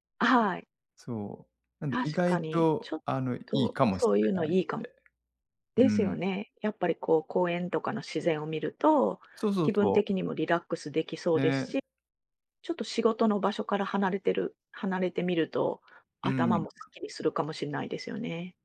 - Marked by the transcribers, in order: none
- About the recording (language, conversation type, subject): Japanese, advice, 休日でも仕事のことを考えて休めない